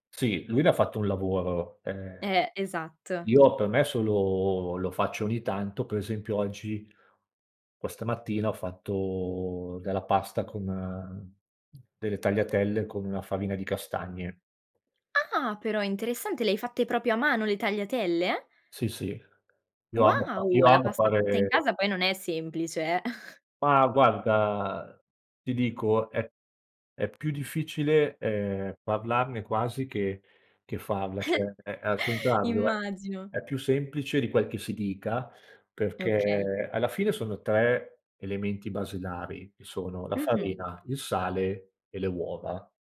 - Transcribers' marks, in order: other background noise; tapping; "proprio" said as "propio"; chuckle; chuckle
- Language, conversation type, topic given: Italian, podcast, Che cosa ti appassiona davvero della cucina: l’arte o la routine?